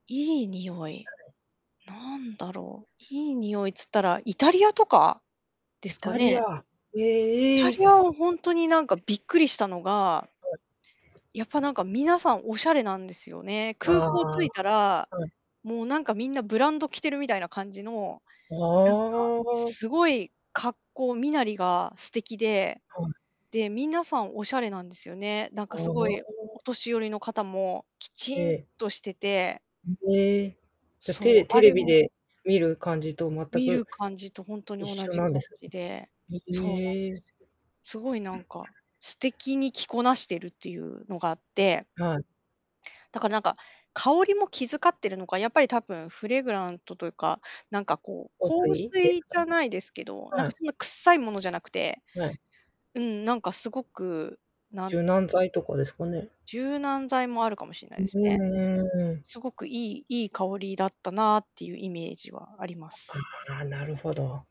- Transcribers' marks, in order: static; distorted speech; other background noise; throat clearing; tapping; unintelligible speech
- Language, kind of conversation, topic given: Japanese, unstructured, 旅行中に不快なにおいを感じたことはありますか？